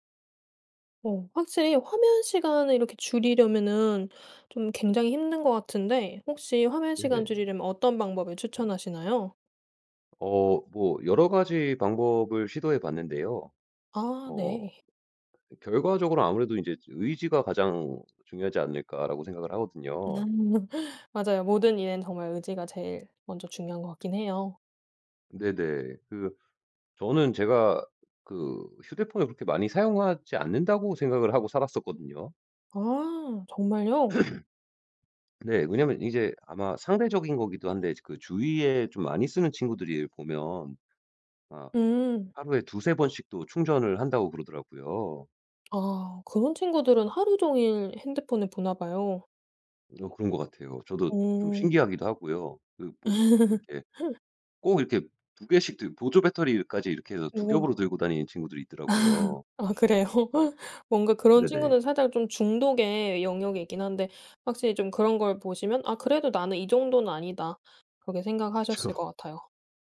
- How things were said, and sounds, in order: tapping; other background noise; laugh; throat clearing; laugh; laugh; laughing while speaking: "아 그래요?"; laugh; laughing while speaking: "그쵸"
- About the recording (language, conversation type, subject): Korean, podcast, 화면 시간을 줄이려면 어떤 방법을 추천하시나요?